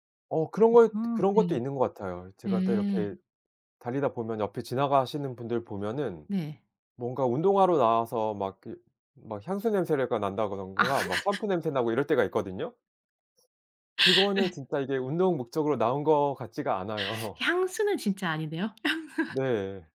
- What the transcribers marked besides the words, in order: tapping; other background noise; laughing while speaking: "아"; laugh; laughing while speaking: "않아요"; laughing while speaking: "향수"
- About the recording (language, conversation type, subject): Korean, podcast, 규칙적으로 운동하는 습관은 어떻게 만들었어요?